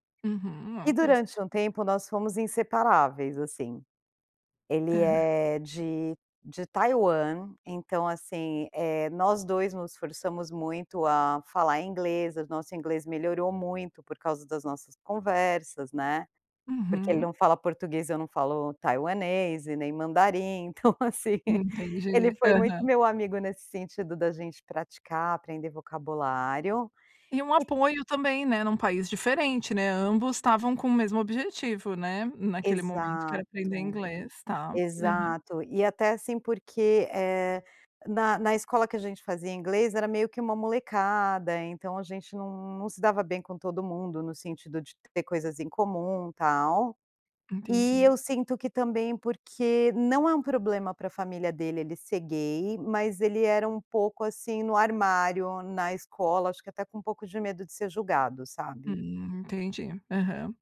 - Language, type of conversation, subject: Portuguese, advice, Como posso manter contato com alguém sem parecer insistente ou invasivo?
- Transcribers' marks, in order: laughing while speaking: "Então assim"